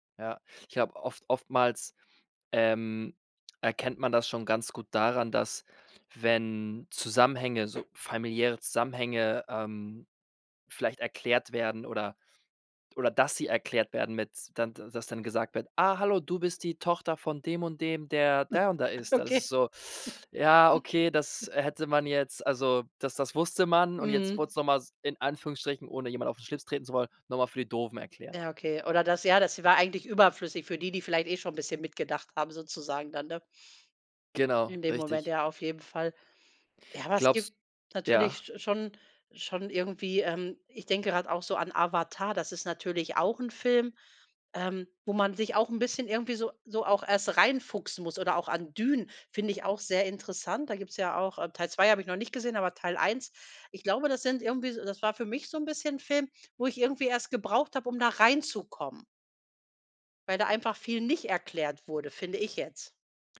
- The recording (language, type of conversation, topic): German, podcast, Wie viel sollte ein Film erklären und wie viel sollte er offenlassen?
- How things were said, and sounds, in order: other background noise; stressed: "dass"; put-on voice: "Ah hallo, du bist die … und der ist"; chuckle; chuckle; "Dune" said as "Dühn"; stressed: "reinzukommen"; stressed: "nicht"; stressed: "ich"